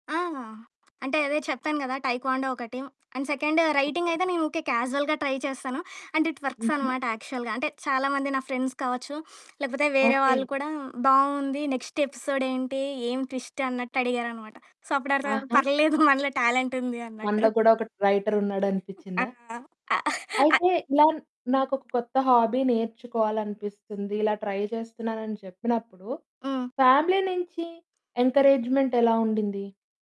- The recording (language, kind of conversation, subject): Telugu, podcast, కొత్త హాబీని ఎంచుకునేటప్పుడు మీరు ఏమేమి పరిగణలోకి తీసుకుంటారు?
- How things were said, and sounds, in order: in English: "అండ్ సెకండ్ రైటింగ్"; in English: "క్యాజువల్‌గా ట్రై"; in English: "అండ్ ఇట్ వర్క్స్"; in English: "యాక్చువల్‌గా"; in English: "ఫ్రెండ్స్"; in English: "నెక్స్ట్ ఎపిసోడ్"; in English: "ట్విస్ట్"; in English: "సో"; laughing while speaking: "పర్లేదు మనలో టాలెంటుంది అన్నట్టు"; other background noise; other noise; giggle; in English: "హాబీ"; in English: "ట్రై"; in English: "ఫ్యామిలీ"; in English: "ఎన్‌కరేజ్‌మెంట్"